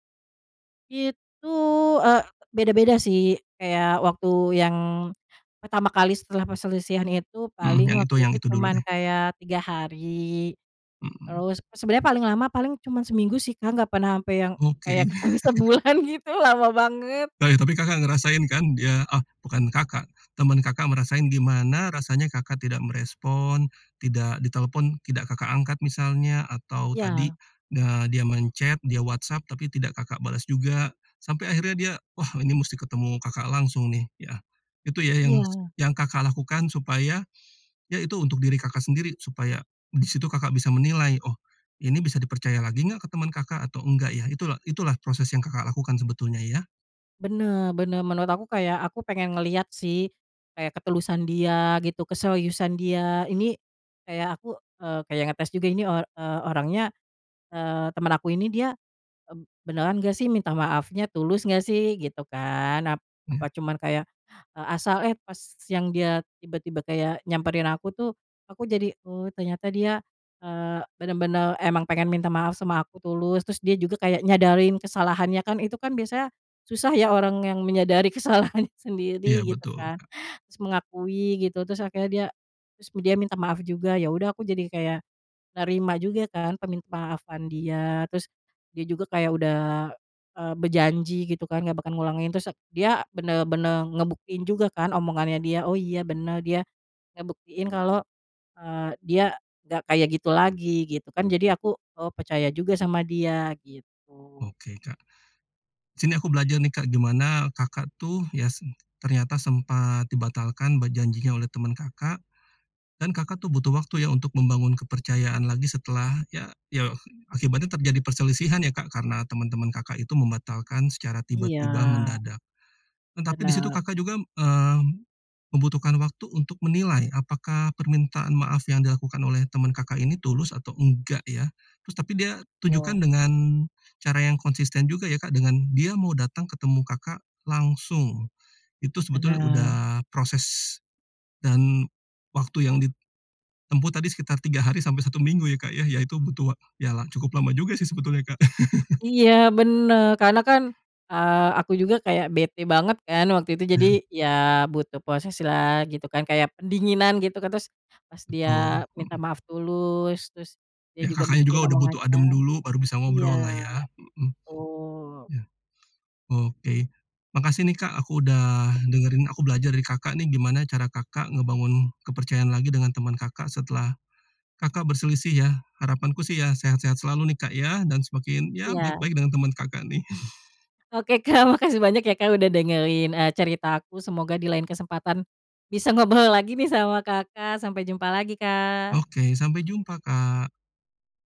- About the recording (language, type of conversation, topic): Indonesian, podcast, Bagaimana kamu membangun kembali kepercayaan setelah terjadi perselisihan?
- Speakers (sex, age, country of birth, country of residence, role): female, 30-34, Indonesia, Indonesia, guest; male, 45-49, Indonesia, Indonesia, host
- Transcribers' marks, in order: laughing while speaking: "ketemu sebulan gitu, lama banget"; chuckle; in English: "men-chat"; laughing while speaking: "kesalahannya"; other background noise; tapping; chuckle; chuckle; laughing while speaking: "Kak"